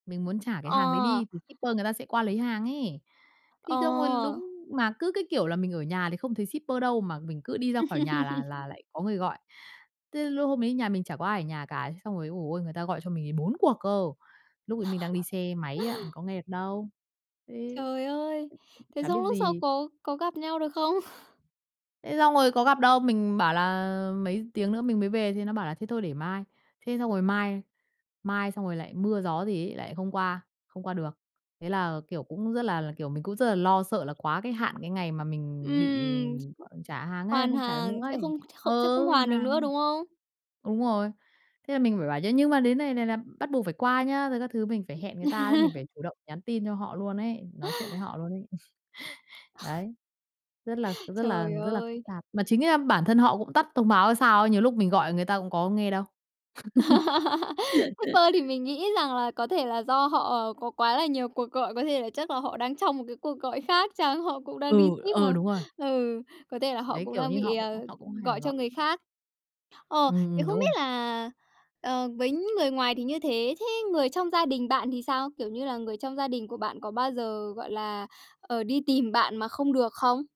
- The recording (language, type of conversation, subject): Vietnamese, podcast, Khi nào bạn nên tắt thông báo để tập trung tốt hơn?
- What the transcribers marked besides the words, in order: laugh; "giời" said as "ồi"; chuckle; "mình" said as "ừn"; laughing while speaking: "không?"; other background noise; laugh; chuckle; laugh